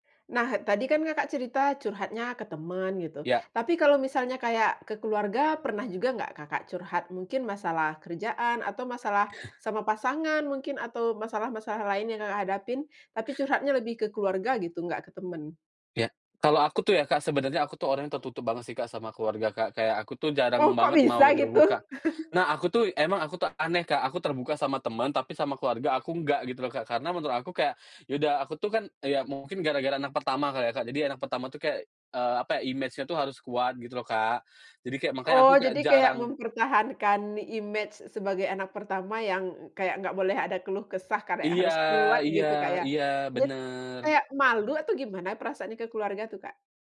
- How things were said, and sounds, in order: other background noise; chuckle; "kayak" said as "karea"
- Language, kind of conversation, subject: Indonesian, podcast, Bagaimana peran teman atau keluarga saat kamu sedang stres?